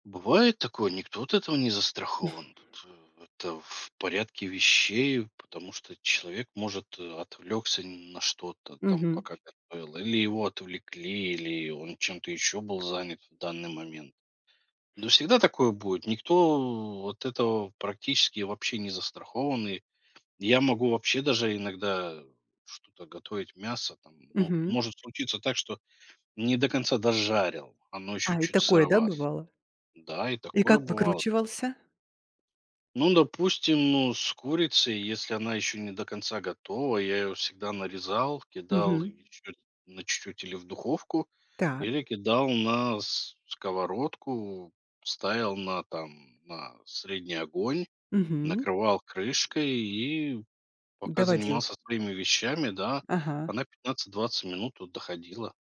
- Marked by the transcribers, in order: chuckle
- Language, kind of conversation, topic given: Russian, podcast, Как вам больше всего нравится готовить вместе с друзьями?